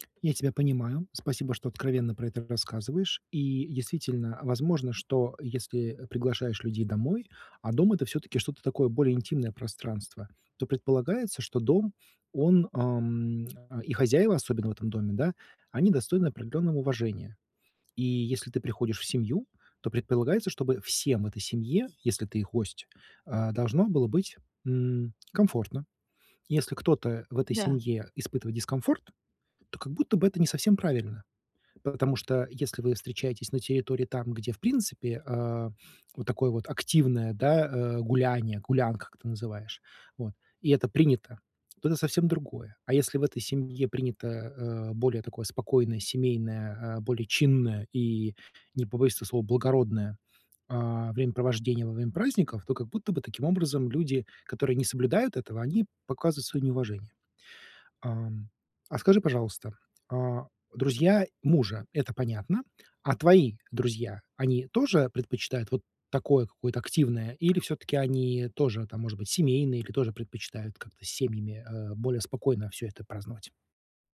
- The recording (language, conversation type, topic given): Russian, advice, Как справиться со стрессом и тревогой на праздниках с друзьями?
- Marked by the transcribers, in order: tapping